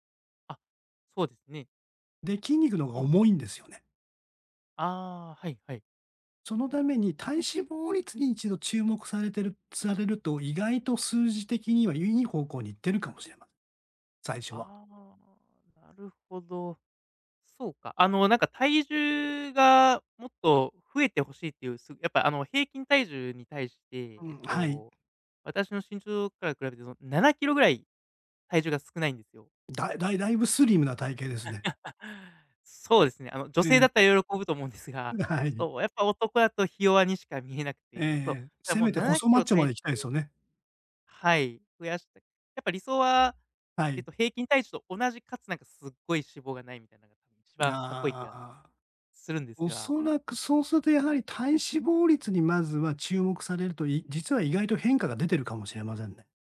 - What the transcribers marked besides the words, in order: tapping; chuckle; laughing while speaking: "思うんですが"; laughing while speaking: "ん、で、はい"; other background noise
- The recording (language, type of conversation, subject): Japanese, advice, トレーニングの効果が出ず停滞して落ち込んでいるとき、どうすればよいですか？